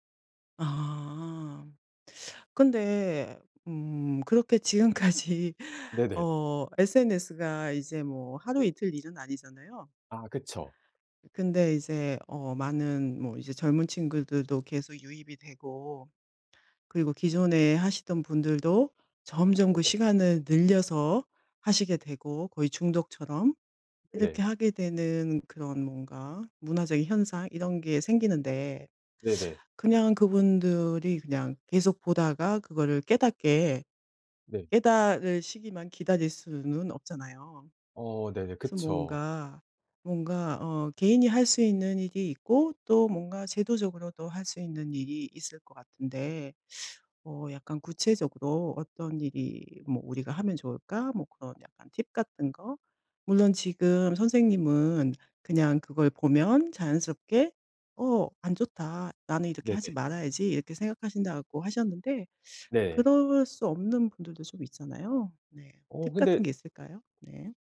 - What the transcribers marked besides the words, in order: teeth sucking; laughing while speaking: "지금까지"; other background noise
- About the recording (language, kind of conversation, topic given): Korean, podcast, 다른 사람과의 비교를 멈추려면 어떻게 해야 할까요?